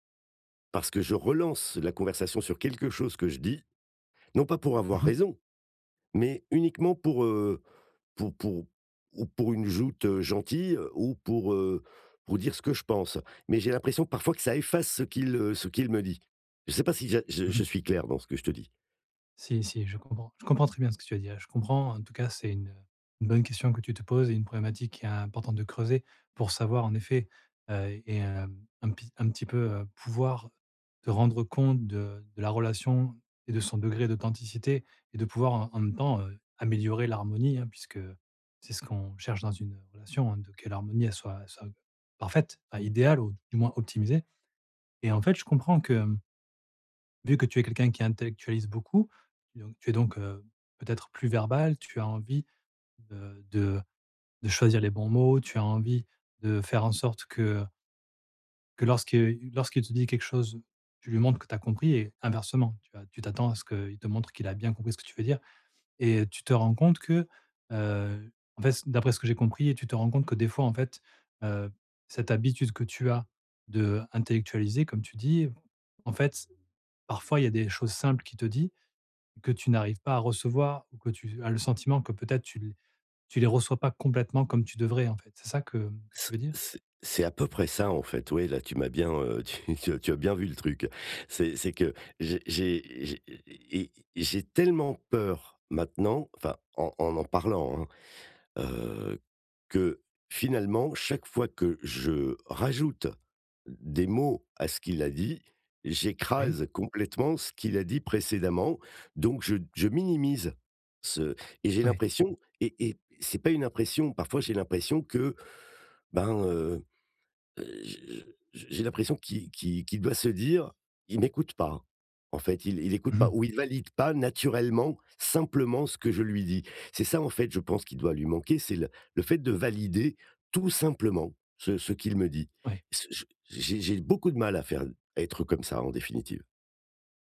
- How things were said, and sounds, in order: stressed: "parfaite"; laughing while speaking: "tu"; other background noise; stressed: "rajoute"; stressed: "simplement"; stressed: "tout simplement"
- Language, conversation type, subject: French, advice, Comment puis-je m’assurer que l’autre se sent vraiment entendu ?